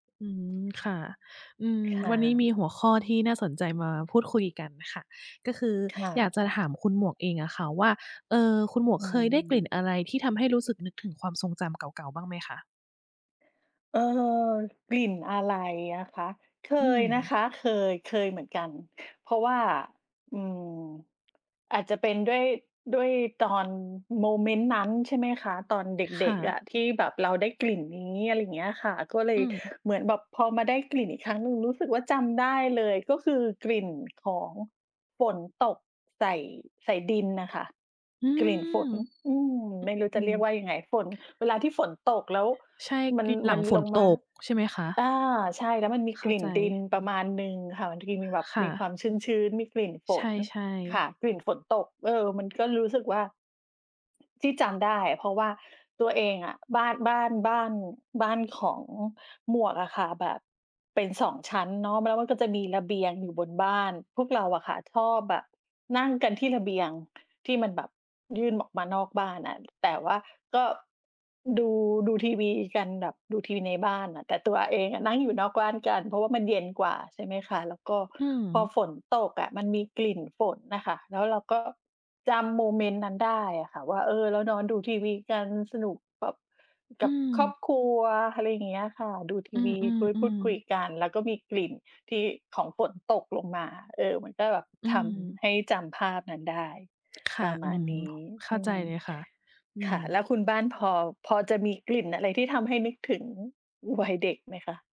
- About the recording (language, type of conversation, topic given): Thai, unstructured, เคยมีกลิ่นอะไรที่ทำให้คุณนึกถึงความทรงจำเก่า ๆ ไหม?
- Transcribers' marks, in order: other background noise